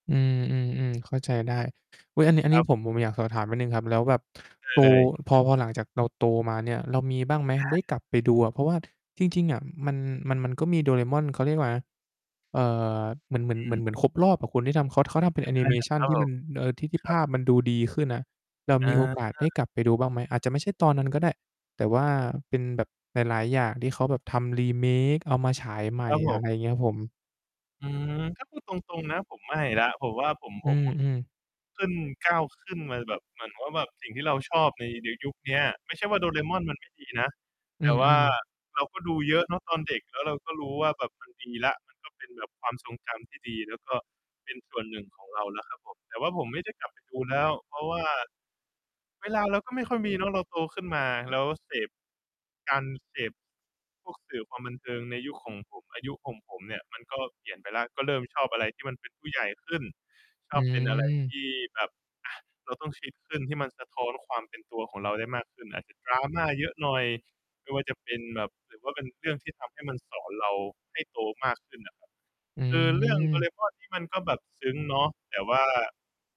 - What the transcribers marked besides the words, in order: other background noise; distorted speech; in English: "remake"; mechanical hum
- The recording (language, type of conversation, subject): Thai, podcast, หนังหรือการ์ตูนที่คุณดูตอนเด็กๆ ส่งผลต่อคุณในวันนี้อย่างไรบ้าง?